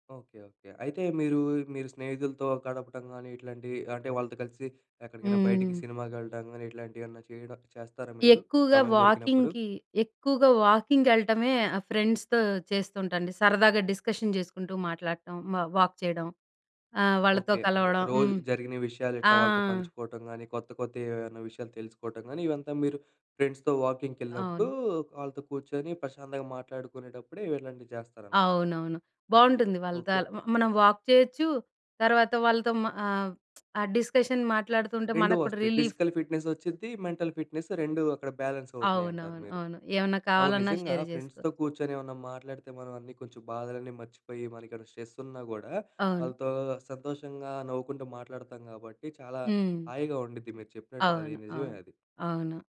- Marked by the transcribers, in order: in English: "వాకింగ్‌కి"; in English: "ఫ్రెండ్స్‌తో"; in English: "డిస్కషన్"; in English: "వాక్"; in English: "ఫ్రెండ్స్‌తో వాకింగ్‌కి"; in English: "వాక్"; other background noise; in English: "డిస్కషన్"; in English: "రిలీఫ్"; in English: "ఫిజికల్ ఫిట్‍నెస్"; in English: "మెంటల్ ఫిట్‍నెస్"; in English: "బ్యాలెన్స్"; in English: "షేర్"; in English: "ఫ్రెండ్స్‌తో"; in English: "స్ట్రెస్"
- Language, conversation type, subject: Telugu, podcast, బిజీ షెడ్యూల్లో హాబీకి సమయం ఎలా కేటాయించుకోవాలి?